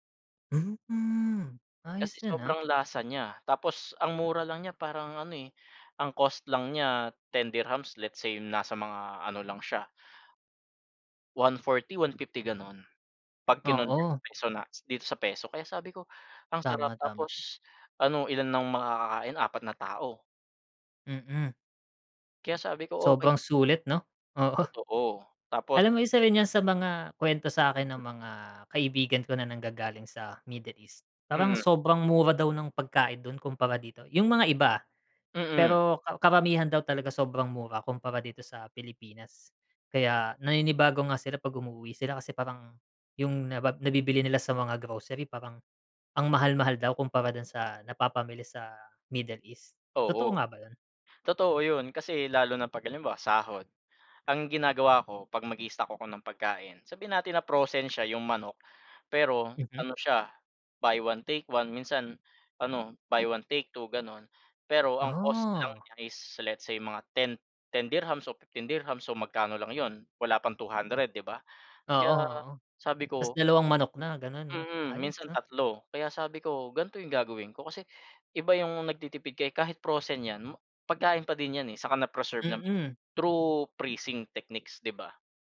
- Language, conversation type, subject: Filipino, unstructured, Ano ang papel ng pagkain sa ating kultura at pagkakakilanlan?
- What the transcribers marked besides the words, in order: other background noise; in English: "Let's say"; in English: "buy one take one"; in English: "buy one take two"; in English: "is let's say"; in English: "through freezing techniques"